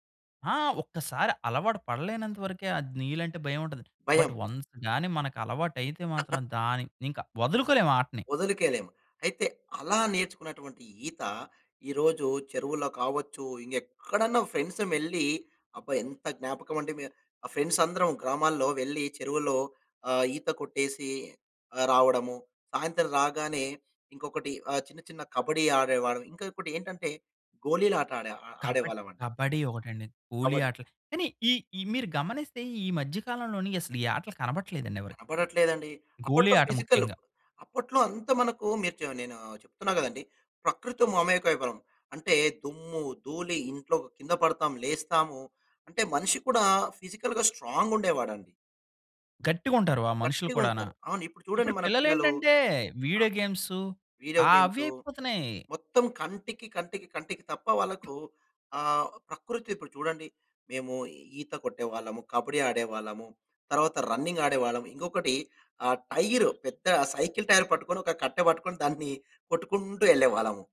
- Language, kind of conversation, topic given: Telugu, podcast, చిన్నప్పుడే నువ్వు ఎక్కువగా ఏ ఆటలు ఆడేవావు?
- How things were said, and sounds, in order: in English: "బట్ వన్స్"; chuckle; in English: "ఫిజికల్‌గా"; tapping; in English: "వీడియో గేమ్స్"; other background noise; horn; in English: "సైకిల్ టైర్"